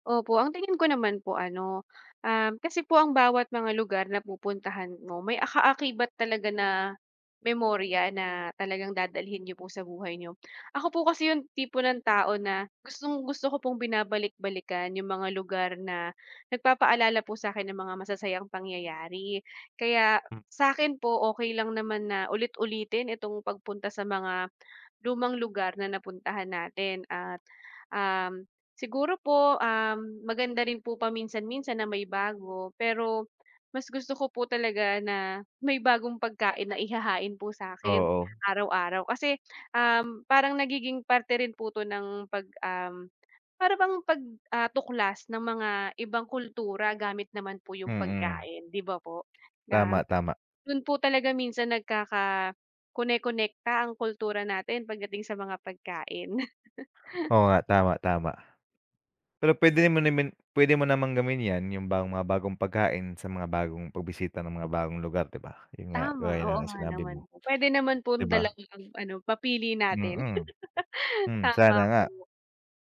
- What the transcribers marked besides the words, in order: chuckle; laugh
- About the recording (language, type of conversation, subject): Filipino, unstructured, Mas gusto mo bang laging may bagong pagkaing matitikman o laging may bagong lugar na mapupuntahan?